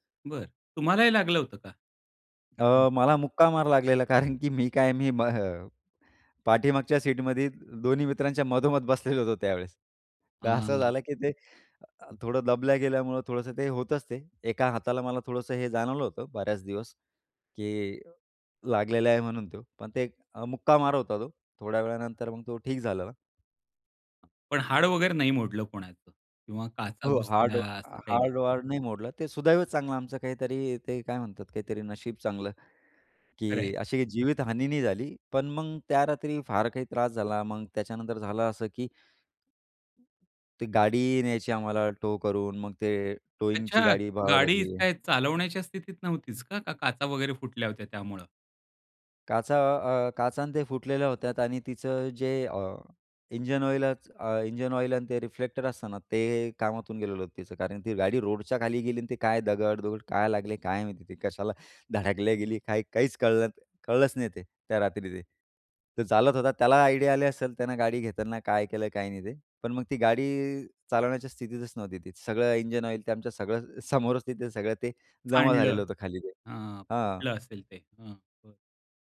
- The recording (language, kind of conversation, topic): Marathi, podcast, कधी तुमचा जवळजवळ अपघात होण्याचा प्रसंग आला आहे का, आणि तो तुम्ही कसा टाळला?
- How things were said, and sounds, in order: other background noise; laughing while speaking: "कारण की"; in English: "टो"; in English: "टोइंग"; tapping; in English: "आयडिया"